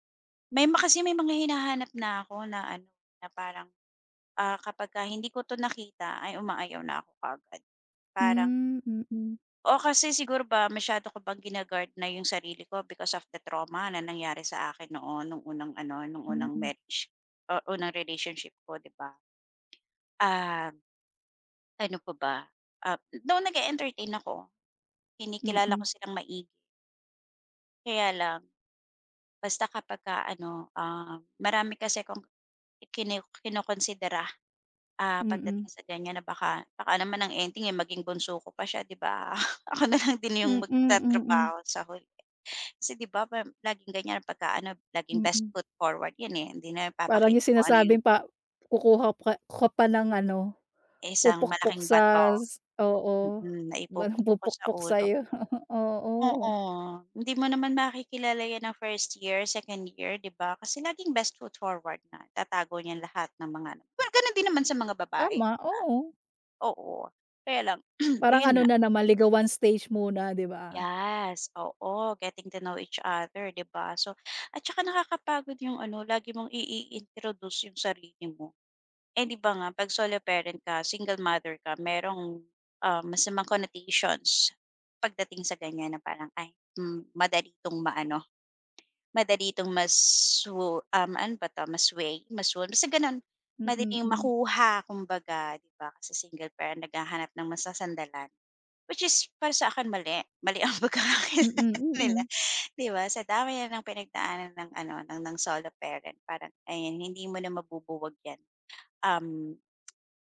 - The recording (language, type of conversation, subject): Filipino, podcast, Ano ang nag-udyok sa iyo na baguhin ang pananaw mo tungkol sa pagkabigo?
- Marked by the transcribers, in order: in English: "because of the trauma"; chuckle; laughing while speaking: "ako na lang din"; in English: "best foot forward"; laughing while speaking: "sa'yo"; in English: "best foot forward"; throat clearing; "Yes" said as "Yas"; in English: "getting to know each other"; gasp; in English: "connotations"; in English: "which is"; laughing while speaking: "pagkakakilala nila"; in English: "solo parent"